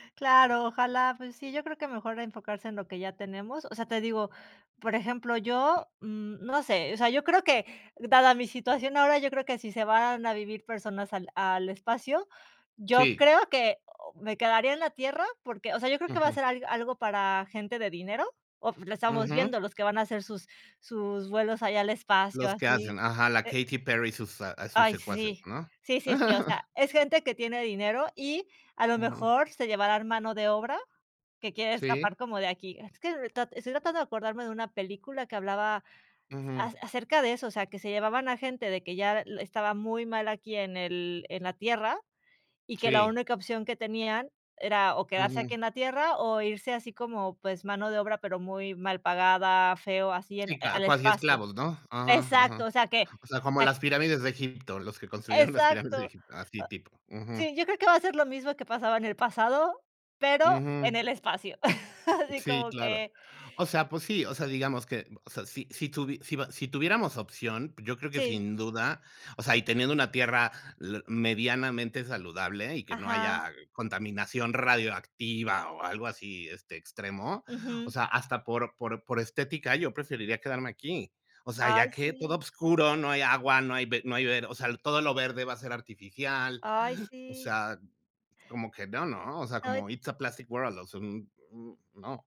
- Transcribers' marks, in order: other background noise; chuckle; chuckle; in English: "it's a plastic world"
- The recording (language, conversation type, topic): Spanish, unstructured, ¿Cómo crees que la exploración espacial afectará nuestro futuro?
- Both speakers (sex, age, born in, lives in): female, 40-44, Mexico, Spain; male, 45-49, Mexico, Mexico